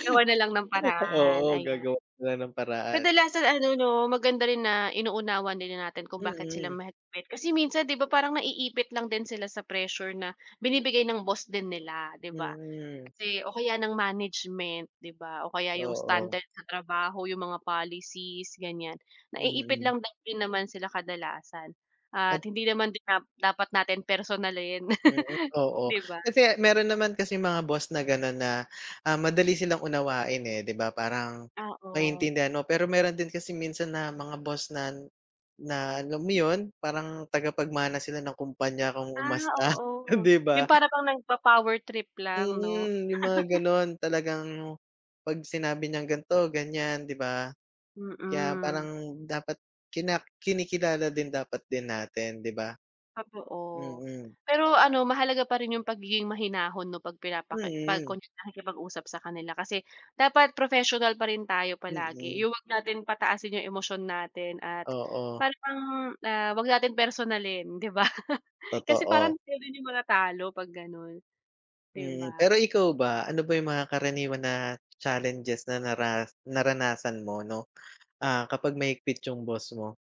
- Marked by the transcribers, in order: laughing while speaking: "Oo"; tapping; laugh; laughing while speaking: "umasta, 'di ba?"; laugh; chuckle
- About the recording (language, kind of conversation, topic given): Filipino, unstructured, Paano mo hinaharap ang pagkakaroon ng mahigpit na amo?
- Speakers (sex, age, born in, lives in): female, 30-34, Philippines, Philippines; male, 35-39, Philippines, Philippines